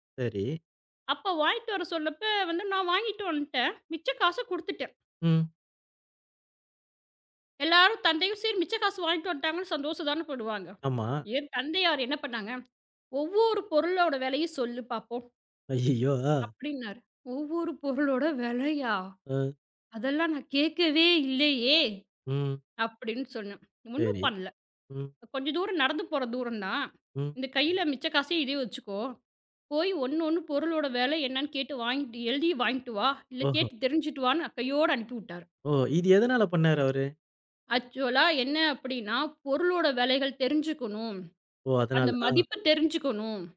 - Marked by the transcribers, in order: laughing while speaking: "அய்யய்யோ! ஆ"; drawn out: "விலையா?"; drawn out: "இல்லையே!"; in English: "ஆக்சுவலா"
- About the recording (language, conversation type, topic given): Tamil, podcast, குடும்பத்தினர் அன்பையும் கவனத்தையும் எவ்வாறு வெளிப்படுத்துகிறார்கள்?